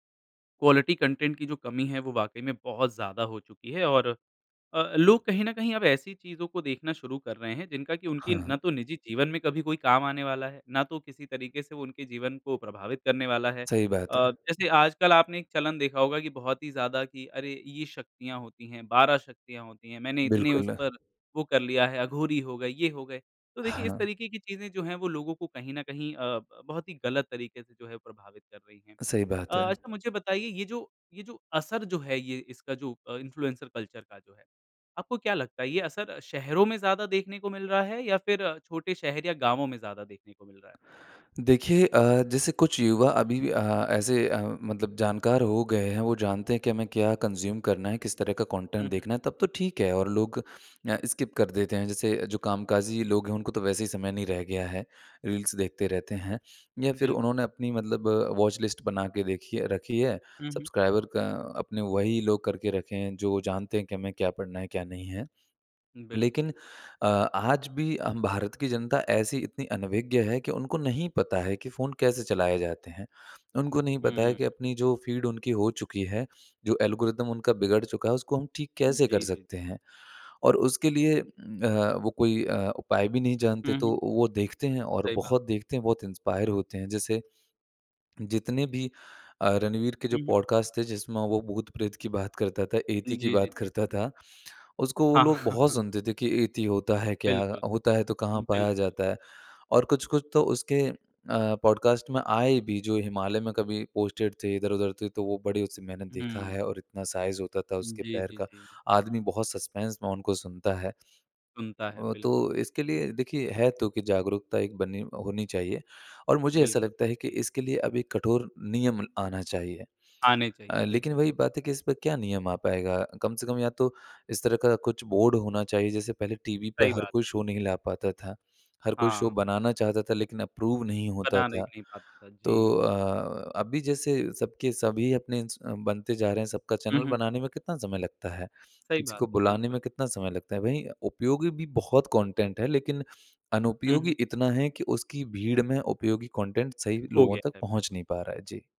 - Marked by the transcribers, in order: in English: "क्वालिटी कंटेंट"; in English: "इन्फ्लुएंसर कल्चर"; in English: "कंज़्यूम"; in English: "कंटेंट"; in English: "स्किप"; in English: "रील्स"; in English: "वॉच लिस्ट"; in English: "सब्सक्राइबर"; in English: "फ़ीड"; in English: "एल्गोरिदम"; in English: "इंस्पायर"; in English: "पॉडकास्ट"; lip smack; chuckle; in English: "पॉडकास्ट"; in English: "पोस्टेड"; in English: "सस्पेंस"; in English: "बोर्ड"; in English: "शो"; in English: "शो"; in English: "अप्रूव"; in English: "चैनल"; in English: "कंटेंट"; in English: "कंटेंट"
- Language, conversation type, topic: Hindi, podcast, इन्फ्लुएंसर संस्कृति ने हमारी रोज़मर्रा की पसंद को कैसे बदल दिया है?